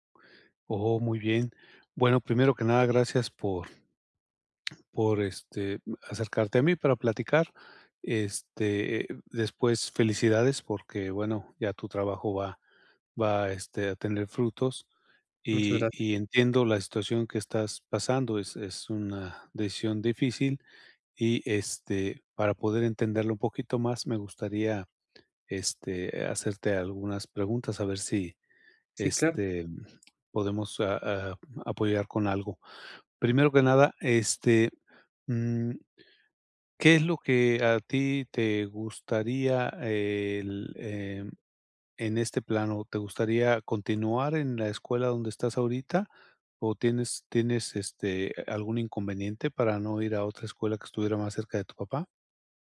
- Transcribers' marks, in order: none
- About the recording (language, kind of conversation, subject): Spanish, advice, ¿Cómo decido si pedir consejo o confiar en mí para tomar una decisión importante?